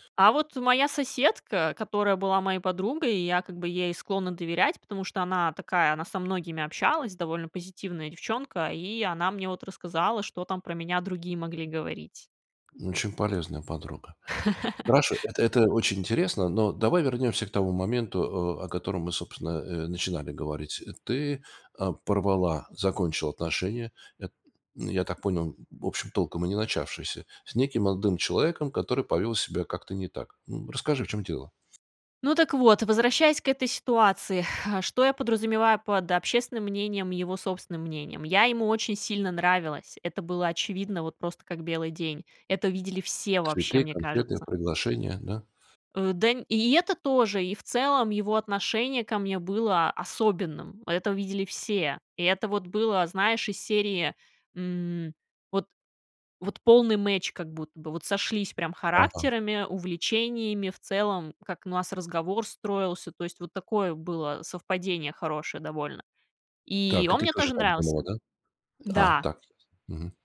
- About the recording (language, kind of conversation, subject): Russian, podcast, Как понять, что пора заканчивать отношения?
- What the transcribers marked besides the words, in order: other background noise; tapping; laugh; gasp; in English: "match"